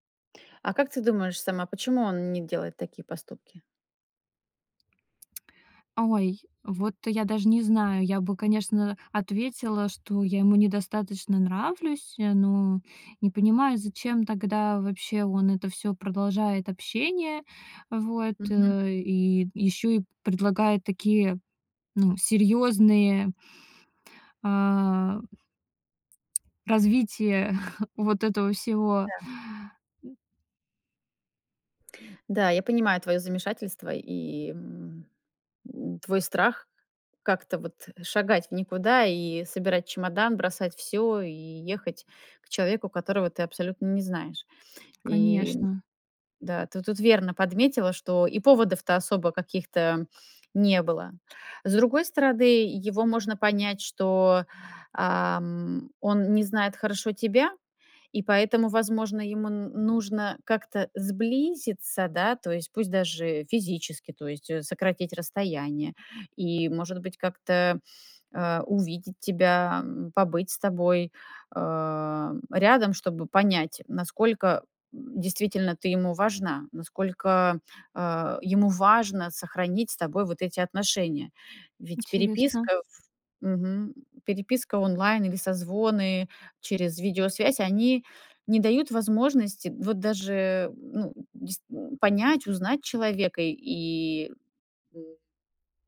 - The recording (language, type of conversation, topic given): Russian, advice, Как мне решить, стоит ли расстаться или взять перерыв в отношениях?
- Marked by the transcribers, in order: tapping; other background noise; chuckle